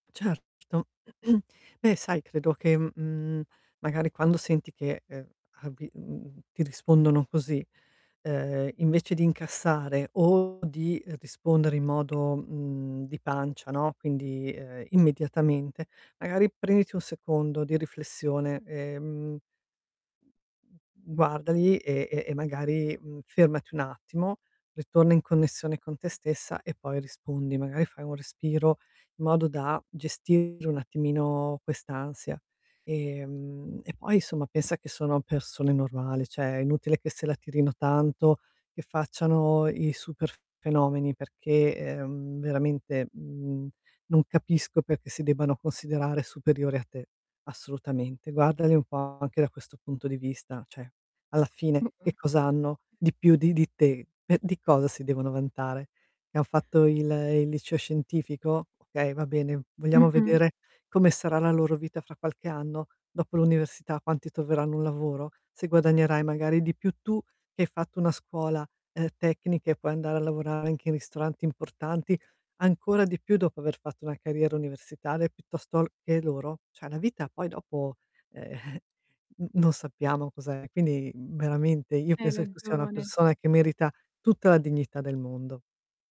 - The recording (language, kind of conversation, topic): Italian, advice, Come posso superare la paura del giudizio degli altri?
- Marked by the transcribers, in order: distorted speech; throat clearing; other background noise; tapping; other noise; "cioè" said as "ceh"; laughing while speaking: "ehm"